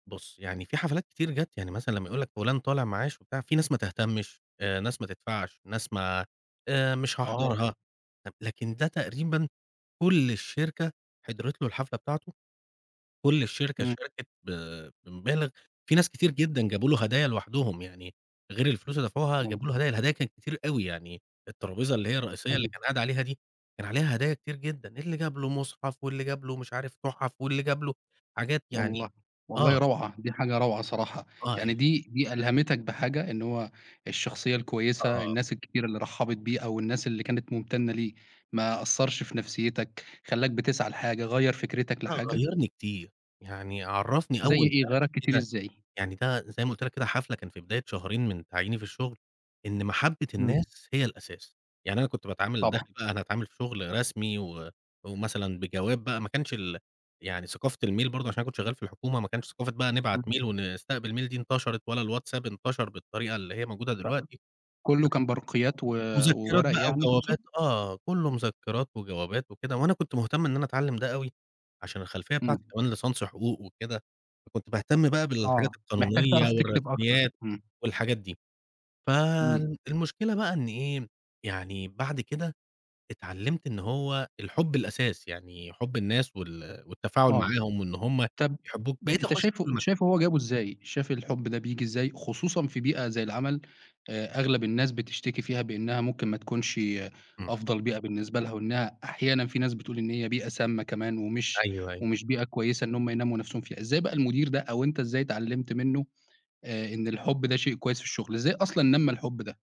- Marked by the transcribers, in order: other background noise; in English: "الmail"; in English: "mail"; in English: "mail"; unintelligible speech
- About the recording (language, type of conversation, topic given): Arabic, podcast, إيه أحسن حفلة حضرتها، وليه كانت أحلى حفلة بالنسبة لك؟